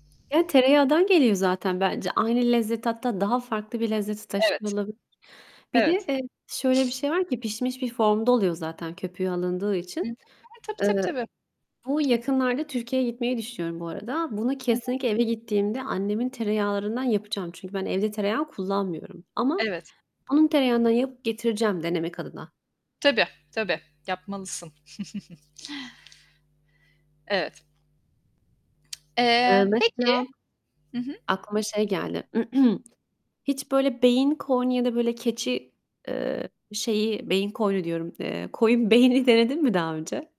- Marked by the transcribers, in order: other background noise; mechanical hum; distorted speech; unintelligible speech; tapping; chuckle; tongue click; throat clearing
- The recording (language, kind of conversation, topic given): Turkish, unstructured, Hiç denemediğin ama merak ettiğin bir yemek var mı?